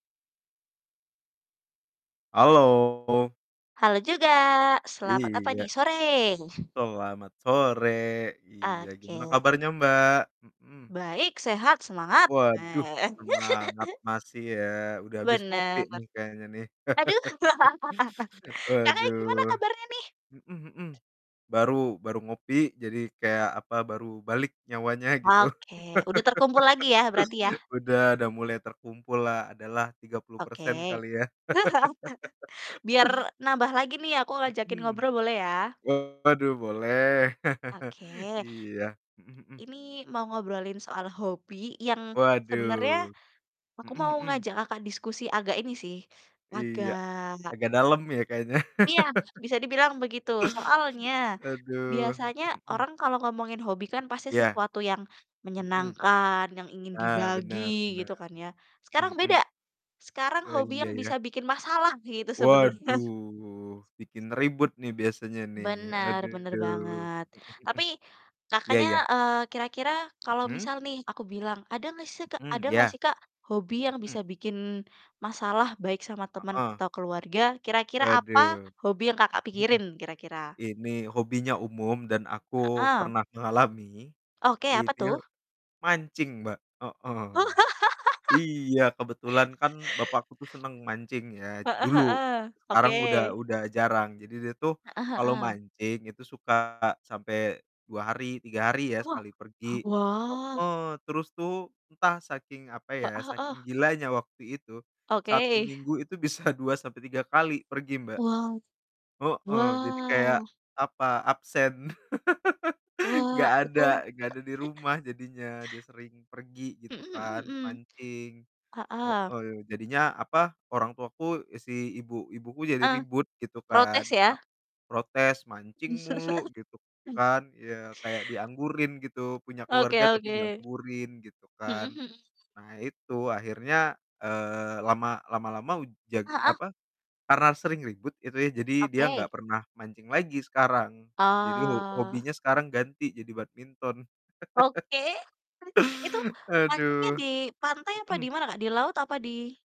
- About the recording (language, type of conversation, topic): Indonesian, unstructured, Mengapa hobi bisa menjadi sumber konflik dalam keluarga?
- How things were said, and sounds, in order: distorted speech; static; giggle; other background noise; laugh; laugh; laugh; laugh; tapping; laugh; laugh; laughing while speaking: "bisa"; laugh; chuckle; chuckle; throat clearing; drawn out: "Oh"; chuckle; laugh